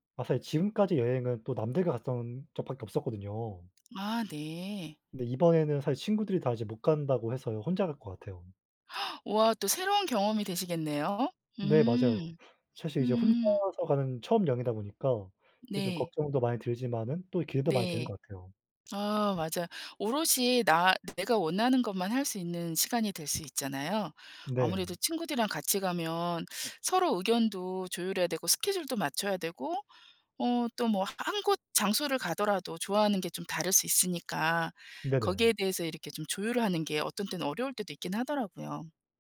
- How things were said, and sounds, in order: gasp; other background noise
- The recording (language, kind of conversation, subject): Korean, unstructured, 친구와 여행을 갈 때 의견 충돌이 생기면 어떻게 해결하시나요?